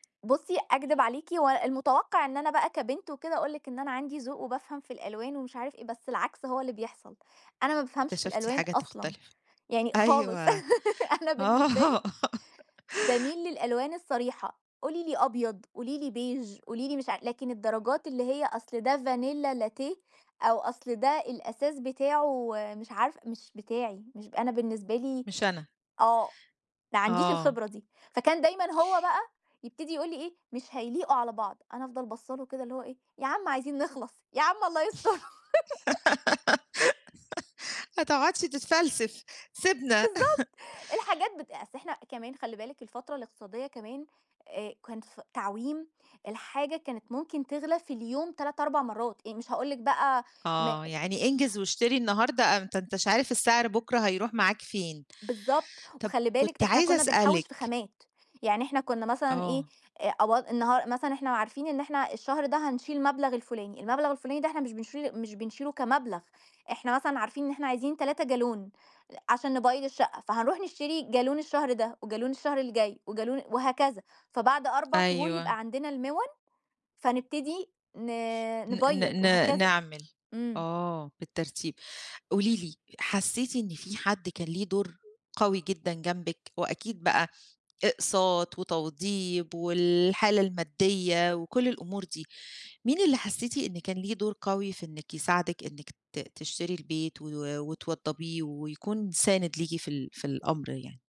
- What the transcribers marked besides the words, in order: giggle; laughing while speaking: "أيوه، آه"; in English: "beige"; in English: "vanilla latte"; tapping; giggle; laughing while speaking: "الله يستُرك"; giggle; chuckle
- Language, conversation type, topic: Arabic, podcast, احكيلي عن تجربة شراء أول بيت ليك؟